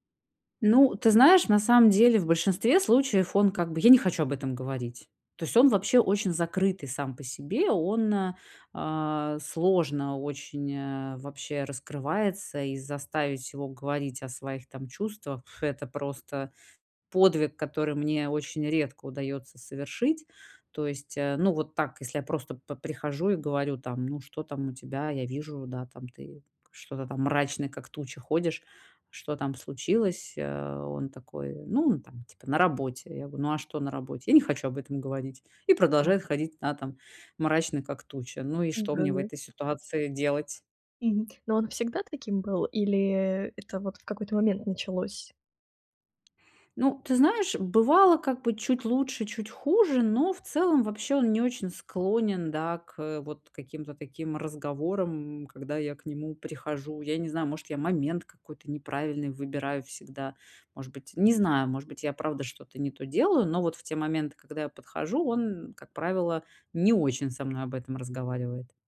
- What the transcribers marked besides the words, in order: unintelligible speech; tapping
- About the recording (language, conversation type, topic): Russian, advice, Как поддержать партнёра, который переживает жизненные трудности?